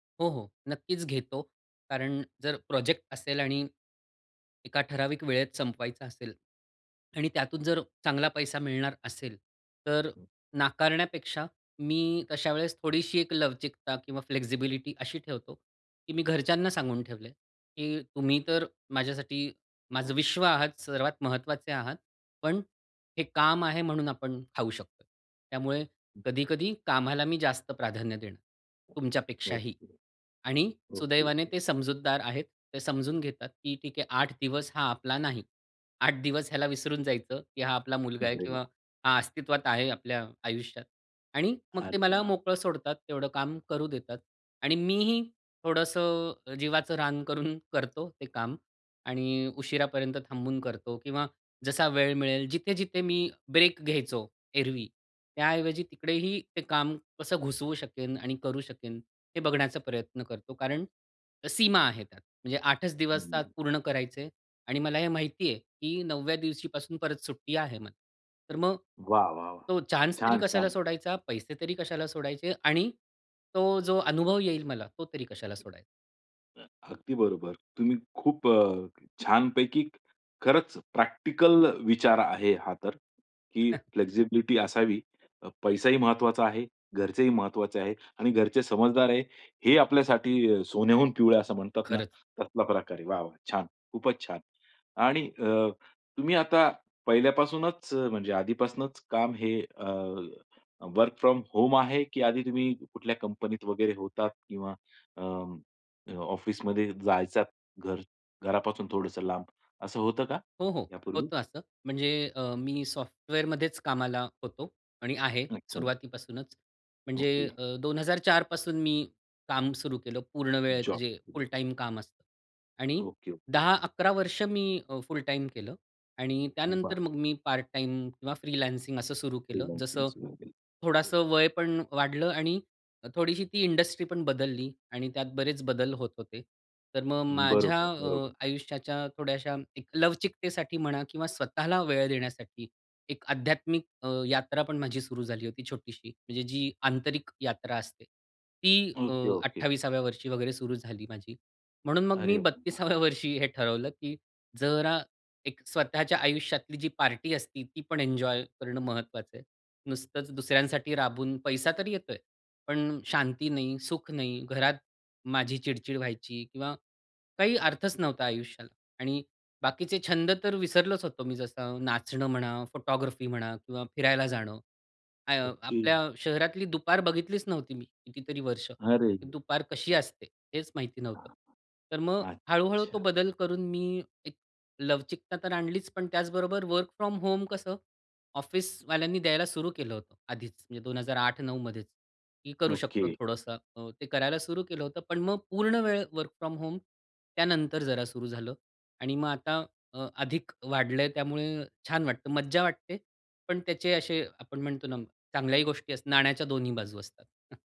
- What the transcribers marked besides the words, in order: swallow; in English: "फ्लेक्सिबिलिटी"; other background noise; laughing while speaking: "आठ"; laughing while speaking: "करून"; tapping; in English: "फ्लेक्सिबिलिटी"; chuckle; in English: "वर्क फ्रॉम होम"; in English: "फ्रीलान्सिंग"; in English: "फ्रीलान्सिंग"; in English: "इंडस्ट्री"; laughing while speaking: "बत्तीसाव्या वर्षी"; in English: "वर्क फ्रॉम होम"; in English: "वर्क फ्रॉम होम"; chuckle
- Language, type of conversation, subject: Marathi, podcast, काम आणि वैयक्तिक आयुष्यातील संतुलन तुम्ही कसे साधता?